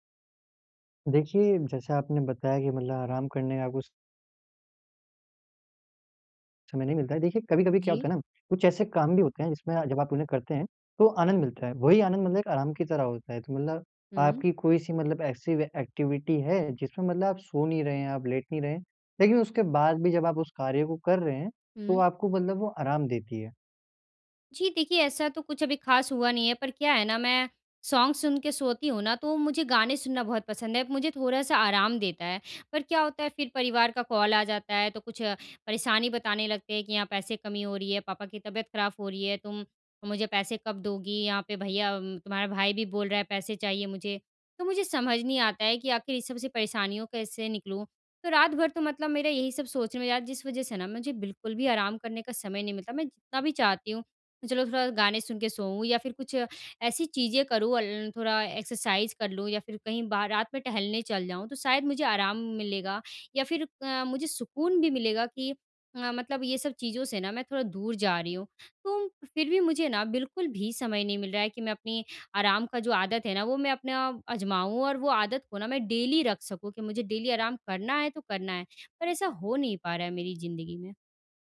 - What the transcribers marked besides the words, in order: in English: "एक्टिविटी"; in English: "सॉन्ग"; in English: "कॉल"; in English: "एक्सरसाइज़"; in English: "डेली"; in English: "डेली"
- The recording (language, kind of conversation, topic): Hindi, advice, मैं रोज़ाना आराम के लिए समय कैसे निकालूँ और इसे आदत कैसे बनाऊँ?